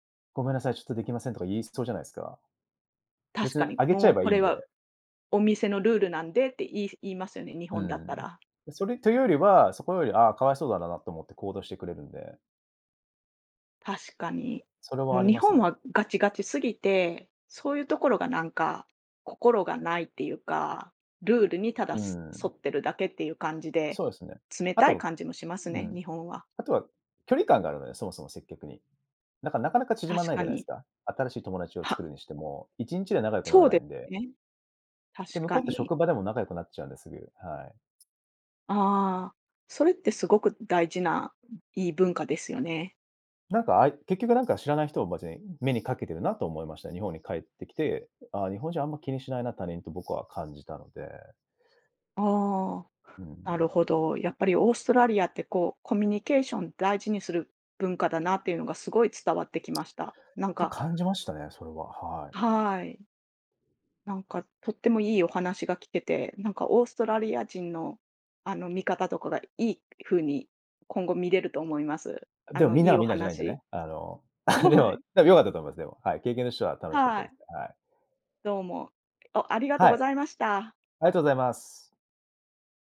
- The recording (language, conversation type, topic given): Japanese, podcast, 新しい文化に馴染むとき、何を一番大切にしますか？
- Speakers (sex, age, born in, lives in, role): female, 45-49, Japan, Japan, host; male, 35-39, Japan, Japan, guest
- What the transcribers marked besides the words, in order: tapping; laugh; laughing while speaking: "はい"; laughing while speaking: "でも"